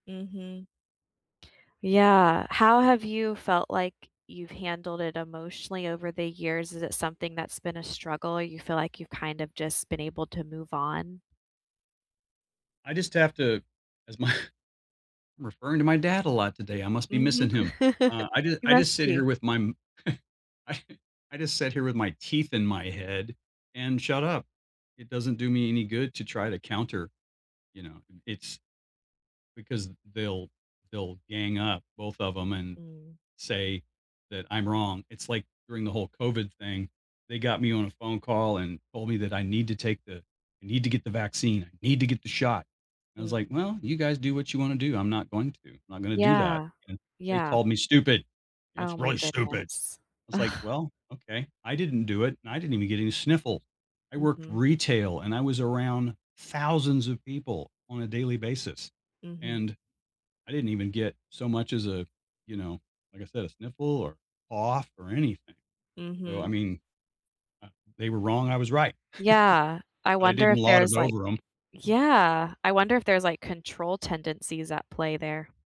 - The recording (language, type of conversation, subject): English, unstructured, How do you approach misunderstandings with kindness and curiosity to deepen trust and connection?
- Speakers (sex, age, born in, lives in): female, 35-39, United States, United States; male, 65-69, United States, United States
- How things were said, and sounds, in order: laughing while speaking: "my"; laugh; chuckle; laughing while speaking: "I"; angry: "It's really stupid"; scoff; chuckle; other background noise